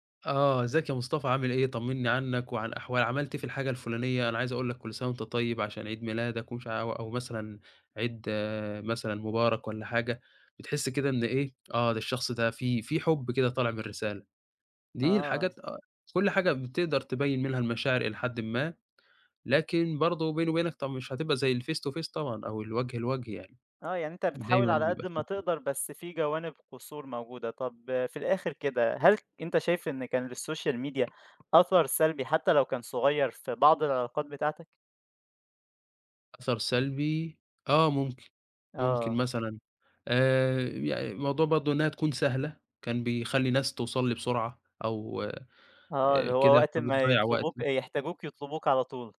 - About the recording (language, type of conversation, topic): Arabic, podcast, ازاي بتحافظ على صداقة وسط الزحمة والانشغال؟
- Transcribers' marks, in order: other background noise; in English: "الface to face"; unintelligible speech; in English: "للsocial media"; tapping